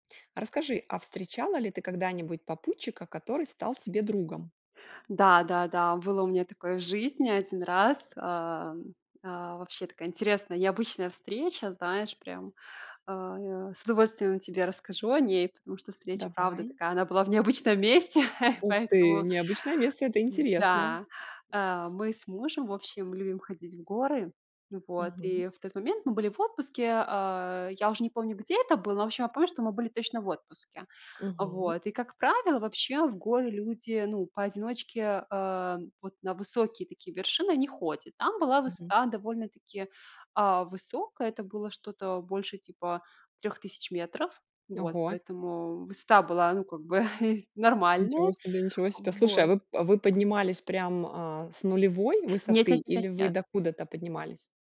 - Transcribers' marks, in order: other background noise; tapping; surprised: "Ух ты"; laughing while speaking: "в необычном месте"; chuckle; chuckle
- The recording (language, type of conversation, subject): Russian, podcast, Встречал ли ты когда-нибудь попутчика, который со временем стал твоим другом?